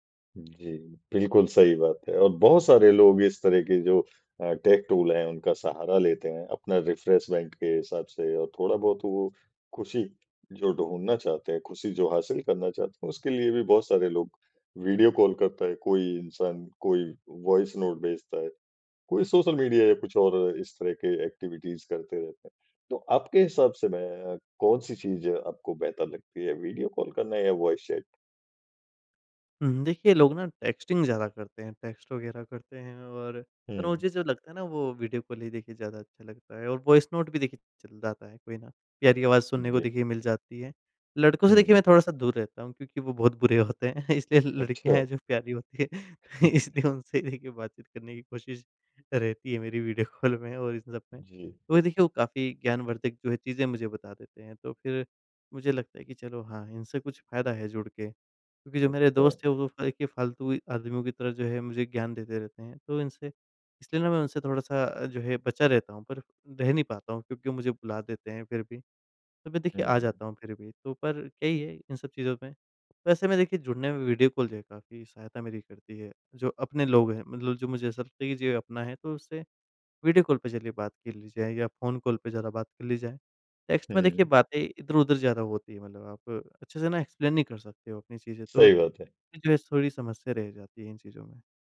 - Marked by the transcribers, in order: in English: "टेक टूल"; in English: "रिफ्रेशमेंट"; in English: "वॉइस नोट"; in English: "एक्टिविटीज़"; in English: "वॉइस चैट?"; in English: "टेक्स्टिंग"; in English: "टेक्स्ट"; in English: "वॉइस नोट"; laughing while speaking: "हैं, इसलिए लड़कियाँ हैं, जो प्यारी होती हैं, इसलिए उनसे देखिए"; chuckle; laughing while speaking: "वीडियो कॉल में"; other noise; in English: "टेक्स्ट"; in English: "एक्सप्लेन"
- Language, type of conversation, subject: Hindi, podcast, दूर रहने वालों से जुड़ने में तकनीक तुम्हारी कैसे मदद करती है?